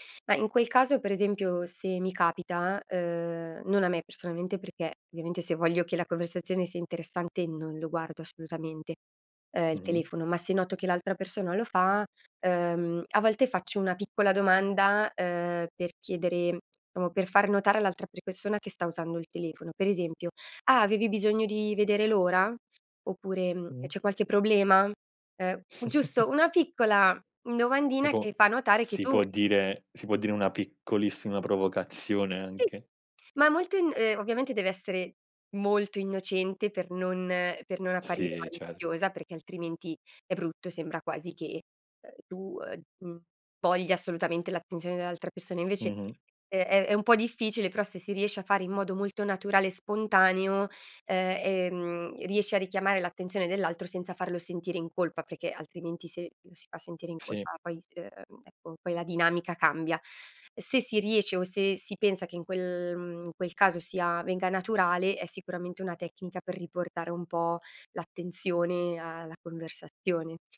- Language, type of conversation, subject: Italian, podcast, Cosa fai per mantenere una conversazione interessante?
- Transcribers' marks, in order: "ovviamente" said as "viamente"; "diciamo" said as "iamo"; chuckle; other background noise